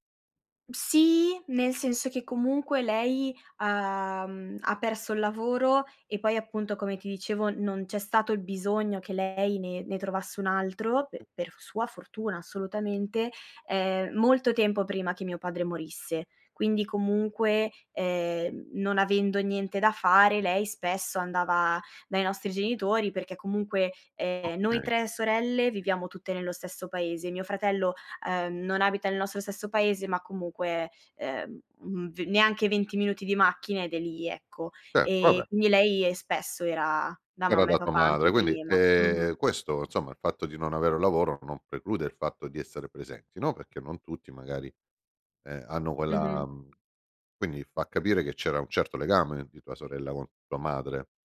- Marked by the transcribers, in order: other background noise
- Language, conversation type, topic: Italian, advice, Come si può gestire un disaccordo tra fratelli sulla cura di un genitore anziano?